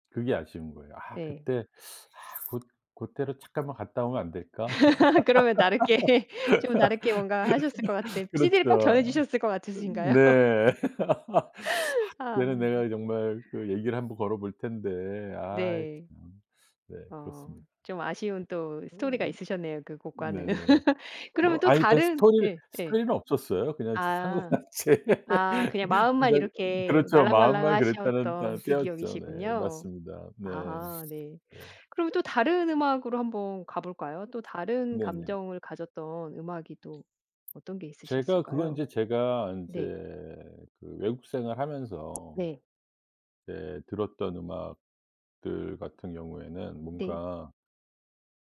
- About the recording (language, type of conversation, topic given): Korean, podcast, 음악을 처음으로 감정적으로 받아들였던 기억이 있나요?
- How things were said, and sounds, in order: other background noise; laugh; laughing while speaking: "다르게"; laugh; laughing while speaking: "네"; laugh; laughing while speaking: "같으신가요?"; tapping; other noise; laughing while speaking: "곡과는"; laugh; laughing while speaking: "상황만 제"; laugh